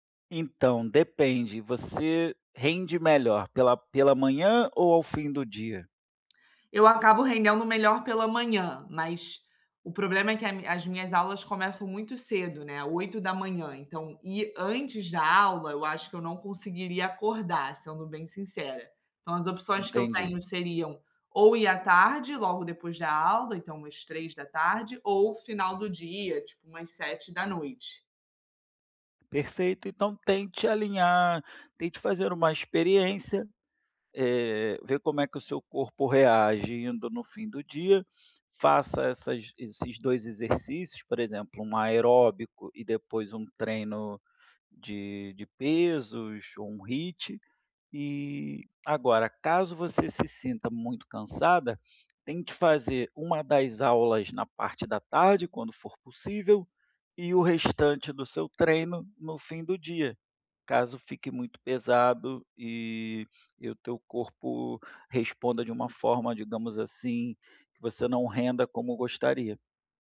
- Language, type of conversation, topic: Portuguese, advice, Como posso ser mais consistente com os exercícios físicos?
- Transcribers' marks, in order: tapping; other background noise